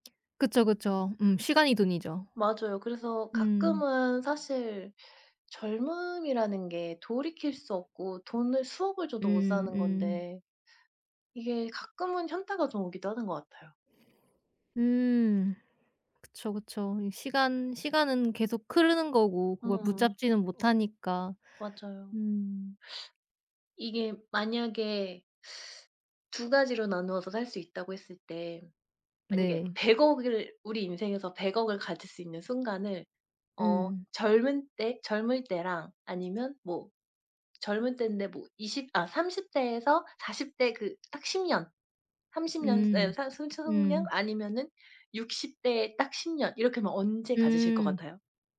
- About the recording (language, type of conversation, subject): Korean, unstructured, 꿈을 이루기 위해 지금의 행복을 희생할 수 있나요?
- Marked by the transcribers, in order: other background noise; tapping; unintelligible speech